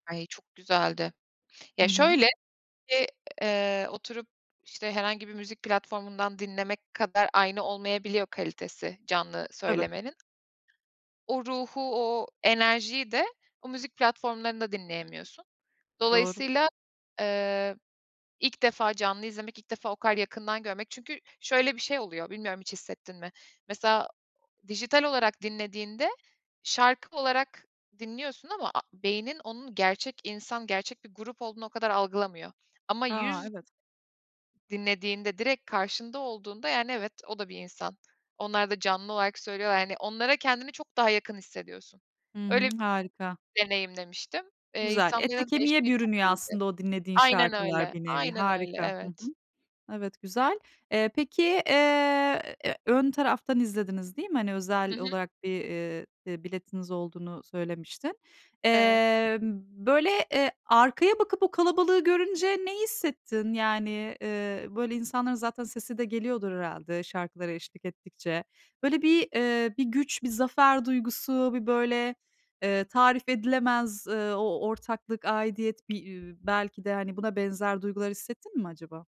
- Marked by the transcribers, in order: tapping; other background noise
- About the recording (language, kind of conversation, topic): Turkish, podcast, Bir festivale katıldığında neler hissettin?